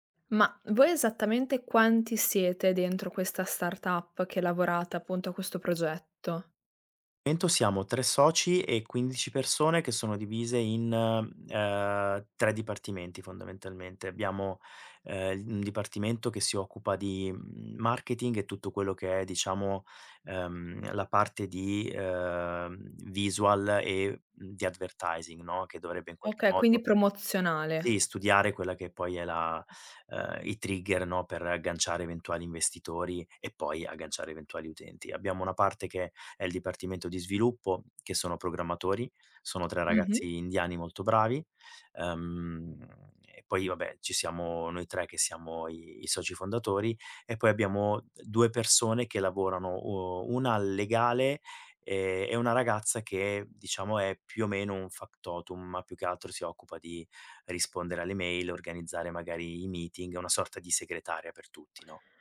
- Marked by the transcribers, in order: other background noise; "Dentro" said as "dento"; in English: "visual"; in English: "advertising"; in English: "trigger"; in Latin: "factotum"; in English: "meeting"
- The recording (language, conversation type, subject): Italian, advice, Come posso gestire l’esaurimento e lo stress da lavoro in una start-up senza pause?